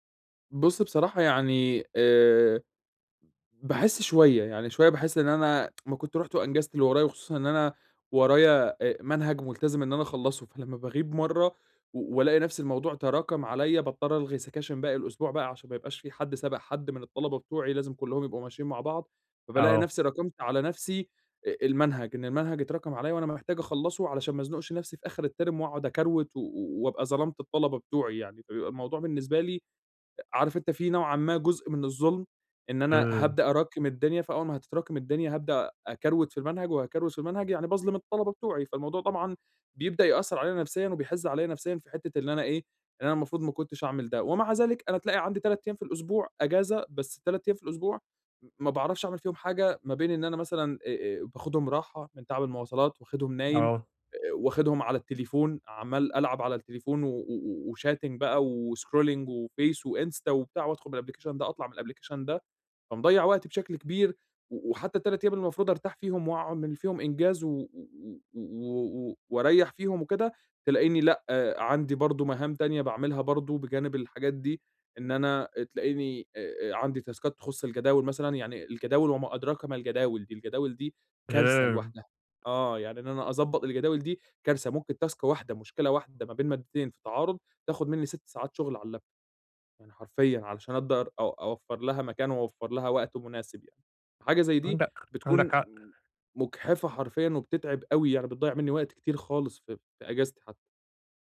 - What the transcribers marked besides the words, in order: in English: "سكاشن"; in English: "الterm"; unintelligible speech; in English: "وchatting"; in English: "وscrolling"; in English: "الأبلكيشن"; in English: "الأبليكيشن"; unintelligible speech; in English: "اللاب توب"
- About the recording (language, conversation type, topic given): Arabic, advice, إزاي أحط حدود للشغل عشان أبطل أحس بالإرهاق وأستعيد طاقتي وتوازني؟